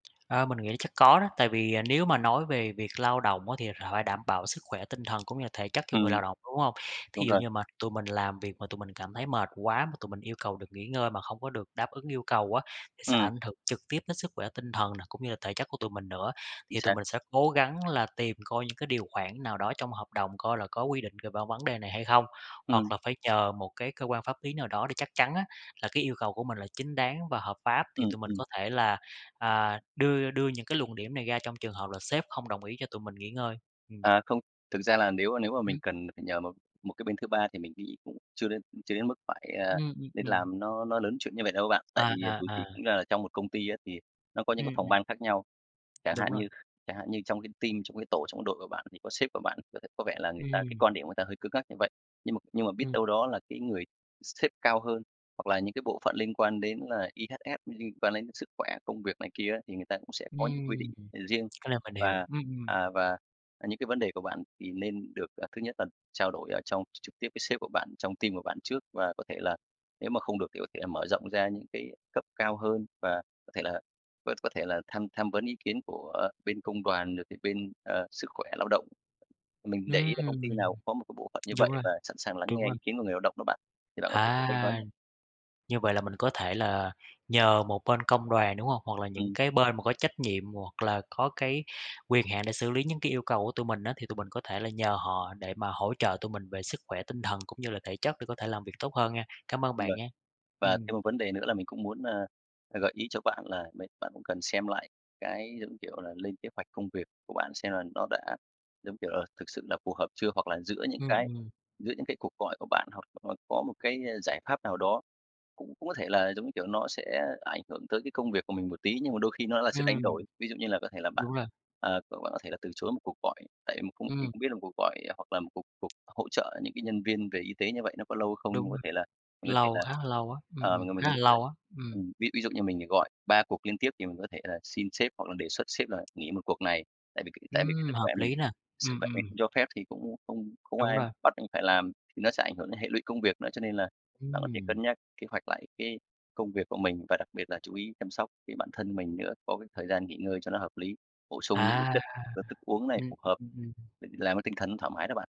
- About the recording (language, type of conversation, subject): Vietnamese, advice, Tôi nên làm gì khi lo rằng đồng nghiệp hoặc sếp không hiểu tình trạng kiệt sức của mình?
- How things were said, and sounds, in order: tapping; other background noise; in English: "team"; in English: "E-H-S"; unintelligible speech; in English: "team"; unintelligible speech; unintelligible speech